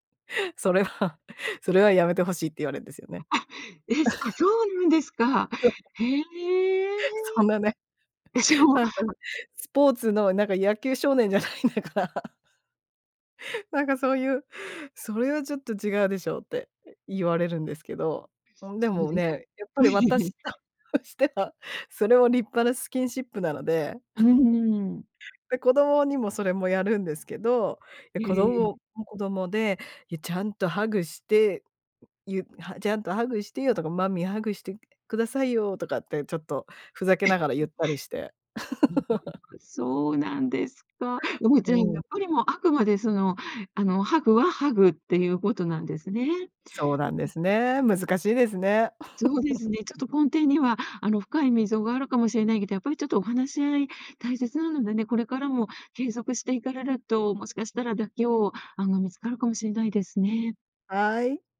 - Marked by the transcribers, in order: laughing while speaking: "それは"; chuckle; laughing while speaking: "そう"; laughing while speaking: "じゃないんだから"; other background noise; chuckle; laughing while speaking: "私としては"; unintelligible speech; laugh; chuckle
- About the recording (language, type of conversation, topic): Japanese, podcast, 愛情表現の違いが摩擦になることはありましたか？
- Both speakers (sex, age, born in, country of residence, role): female, 45-49, Japan, United States, guest; female, 60-64, Japan, Japan, host